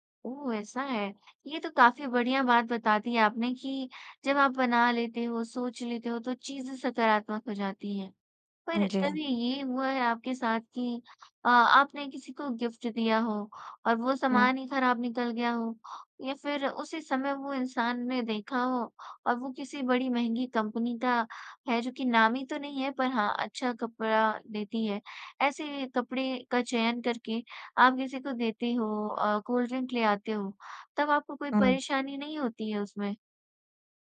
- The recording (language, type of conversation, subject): Hindi, podcast, सुबह उठने के बाद आप सबसे पहले क्या करते हैं?
- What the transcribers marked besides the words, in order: in English: "गिफ्ट"; in English: "कोल्ड ड्रिंक"